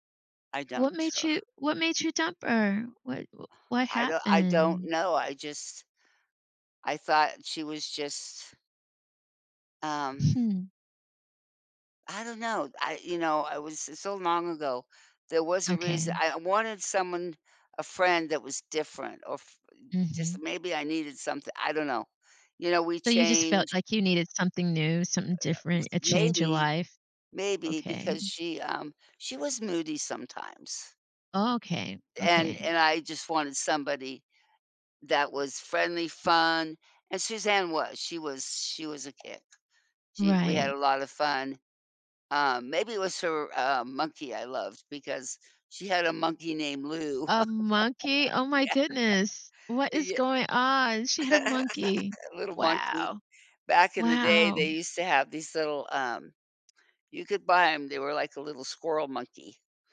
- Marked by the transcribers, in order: unintelligible speech; other background noise; laugh; laughing while speaking: "Yeah"; laugh; tapping
- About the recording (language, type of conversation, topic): English, unstructured, How can learning from mistakes help us build stronger friendships?
- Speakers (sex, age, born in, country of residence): female, 55-59, United States, United States; female, 75-79, United States, United States